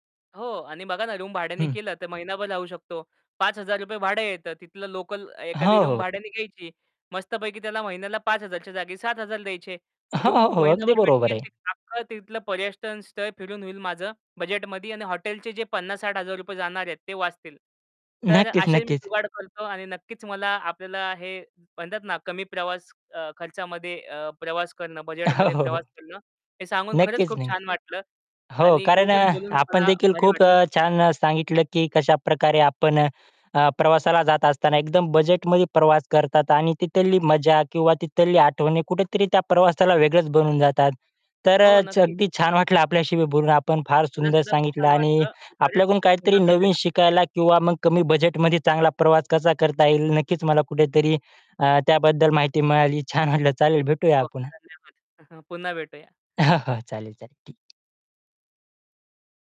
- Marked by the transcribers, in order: in English: "रूम"; in English: "रूम"; tapping; in English: "रूम"; distorted speech; laughing while speaking: "हो, हो, हो"; other background noise; chuckle; laughing while speaking: "हां, हां"
- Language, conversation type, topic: Marathi, podcast, कमी बजेटमध्ये छान प्रवास कसा करायचा?